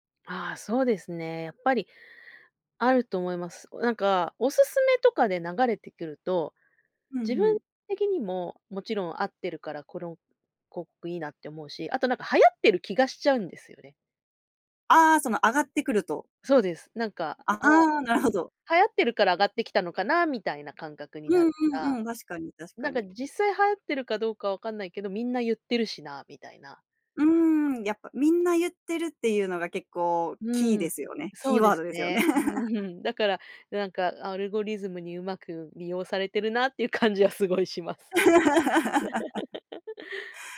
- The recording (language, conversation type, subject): Japanese, podcast, 普段、SNSの流行にどれくらい影響されますか？
- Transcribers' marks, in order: laughing while speaking: "キーワードですよね"; laugh; laughing while speaking: "感じはすごいします"; laugh